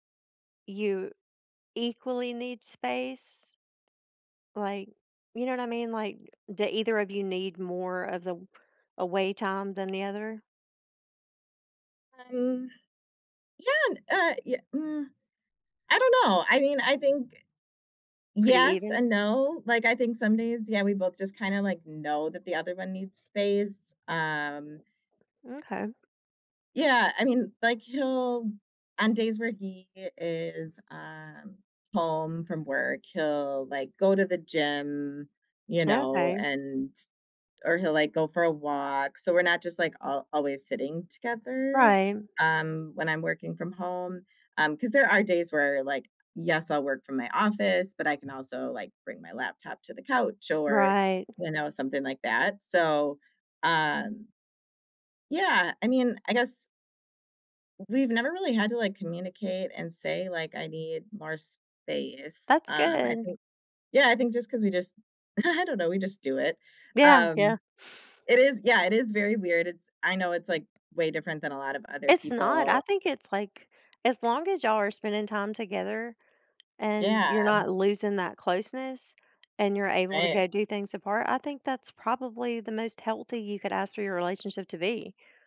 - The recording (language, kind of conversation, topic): English, unstructured, How do you balance personal space and togetherness?
- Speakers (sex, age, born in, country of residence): female, 35-39, United States, United States; female, 50-54, United States, United States
- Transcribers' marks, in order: tapping; other background noise; laughing while speaking: "I"